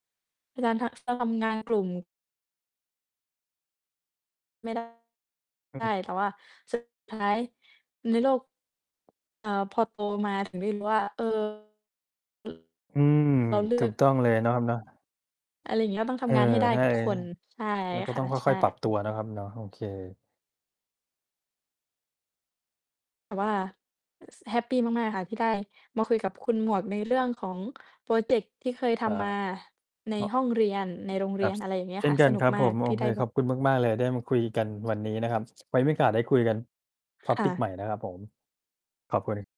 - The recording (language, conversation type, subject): Thai, unstructured, คุณเคยรู้สึกมีความสุขจากการทำโครงงานในห้องเรียนไหม?
- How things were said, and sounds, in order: distorted speech; other background noise; mechanical hum; tapping; in English: "topic"